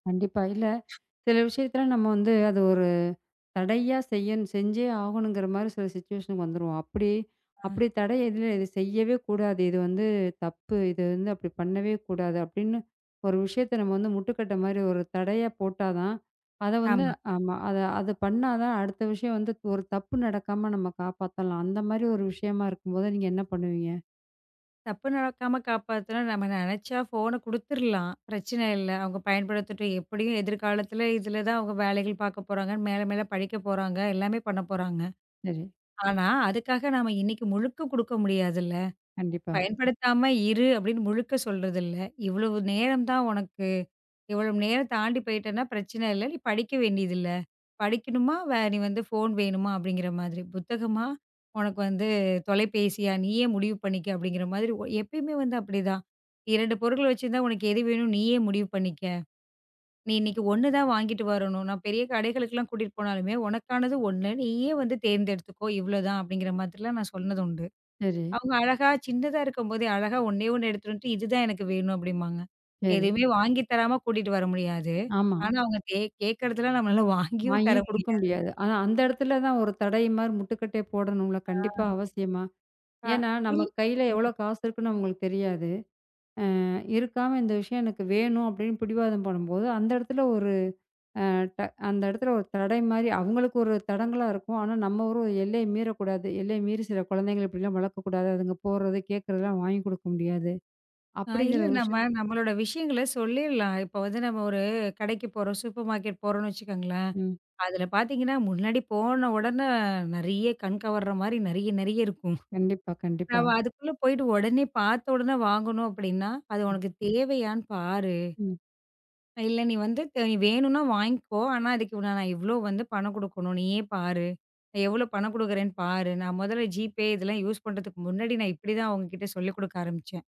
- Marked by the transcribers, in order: in English: "சிச்சுவேஷன்க்கு"; tapping; in English: "ஃபோன்"; in English: "ஃபோன்"; laughing while speaking: "நம்மளால வாங்கிவும் தர முடியாது"; in English: "சூப்பர் மார்க்கெட்"; in English: "ஜிபே"; in English: "யூஸ்"
- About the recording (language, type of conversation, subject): Tamil, podcast, பிள்ளைகளிடம் எல்லைகளை எளிதாகக் கற்பிப்பதற்கான வழிகள் என்னென்ன என்று நீங்கள் நினைக்கிறீர்கள்?